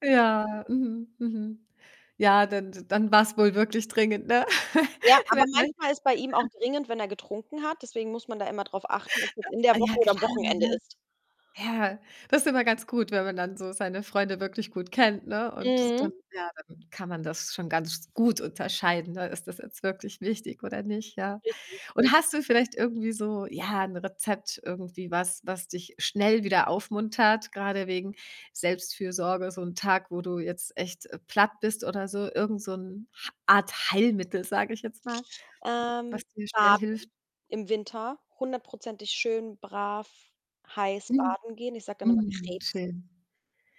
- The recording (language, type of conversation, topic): German, podcast, Wie bringst du Unterstützung für andere und deine eigene Selbstfürsorge in ein gutes Gleichgewicht?
- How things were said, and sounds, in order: static; giggle; unintelligible speech; giggle; distorted speech; other background noise